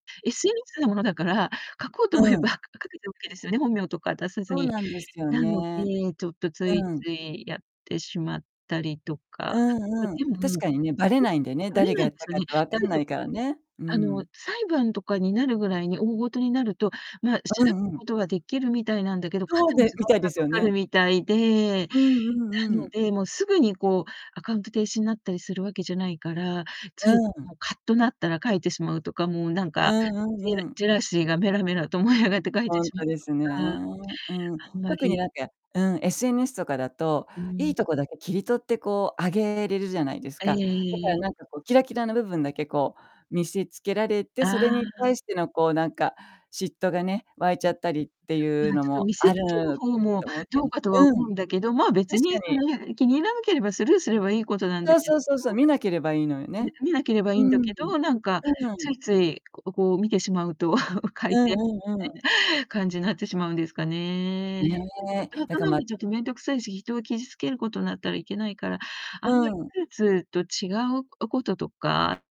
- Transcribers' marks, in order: distorted speech; other background noise; chuckle; unintelligible speech
- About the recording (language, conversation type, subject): Japanese, unstructured, SNSでの誹謗中傷はどのように防ぐべきだと思いますか？